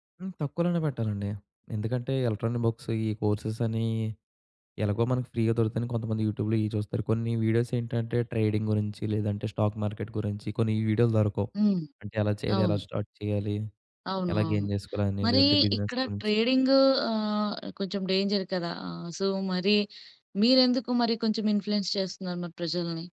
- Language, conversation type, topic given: Telugu, podcast, ఆలస్యంగా అయినా కొత్త నైపుణ్యం నేర్చుకోవడం మీకు ఎలా ఉపయోగపడింది?
- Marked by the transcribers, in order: in English: "ఎలక్ట్రానిక్ బుక్స్"; in English: "కోర్సెస్"; in English: "ఫ్రీగా"; in English: "యూట్యూబ్‌లో"; in English: "ట్రేడింగ్"; in English: "స్టాక్ మార్కెట్"; in English: "స్టార్ట్"; in English: "గెయిన్"; in English: "బిజినెస్"; in English: "డేంజర్"; in English: "సో"; in English: "ఇన్‌ఫ్లూయెన్స్"